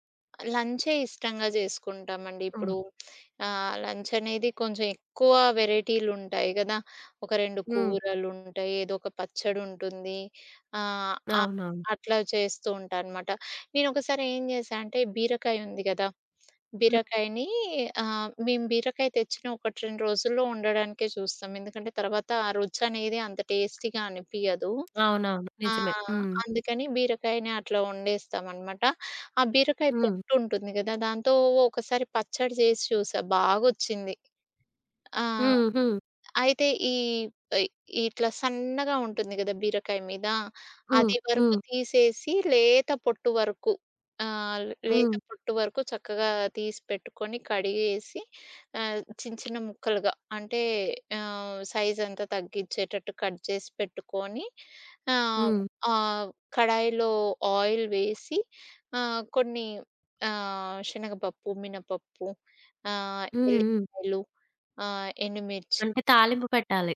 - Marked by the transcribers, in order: tapping; in English: "టేస్టీగా"; other background noise; in English: "కట్"; in English: "ఆయిల్"
- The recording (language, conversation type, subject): Telugu, podcast, ఫ్రిజ్‌లో ఉండే సాధారణ పదార్థాలతో మీరు ఏ సౌఖ్యాహారం తయారు చేస్తారు?